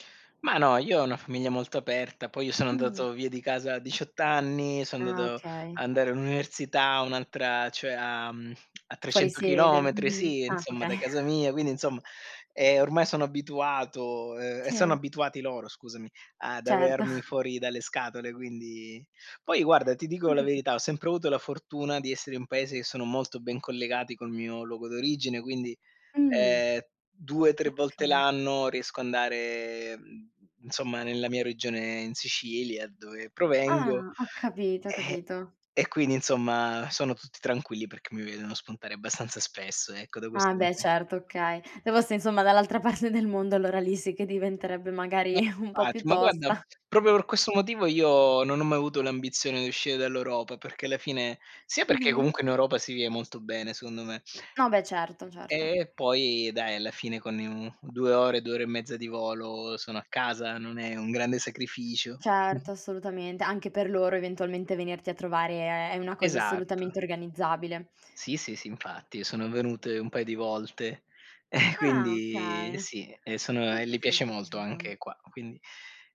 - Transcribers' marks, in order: laughing while speaking: "okay"; laughing while speaking: "Certo"; other background noise; tapping; unintelligible speech; laughing while speaking: "dall'altra parte del mondo"; unintelligible speech; chuckle; laughing while speaking: "un po' più tosta"; chuckle
- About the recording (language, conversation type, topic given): Italian, podcast, Come trasformi un'idea vaga in un progetto concreto?